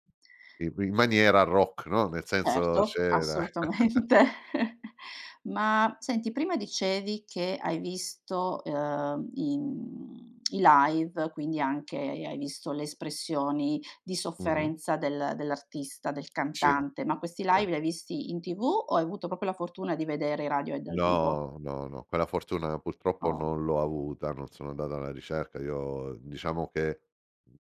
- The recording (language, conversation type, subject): Italian, podcast, Quale canzone ti emoziona di più e perché?
- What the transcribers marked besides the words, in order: laughing while speaking: "assolutamente"; chuckle; "proprio" said as "popio"